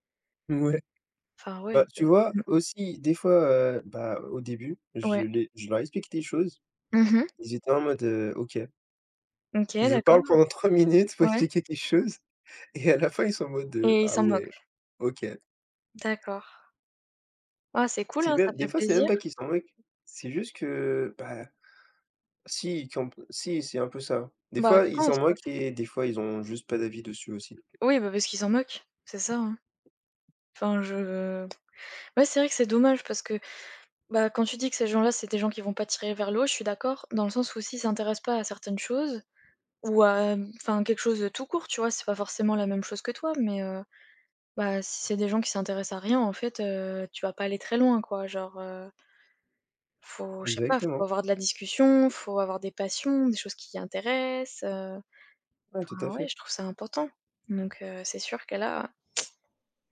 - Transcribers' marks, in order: laughing while speaking: "Ouais"; other noise; laughing while speaking: "trois minutes pour expliquer quelque chose. Et à la fin"; tapping; lip smack
- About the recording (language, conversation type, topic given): French, unstructured, Quelle qualité apprécies-tu le plus chez tes amis ?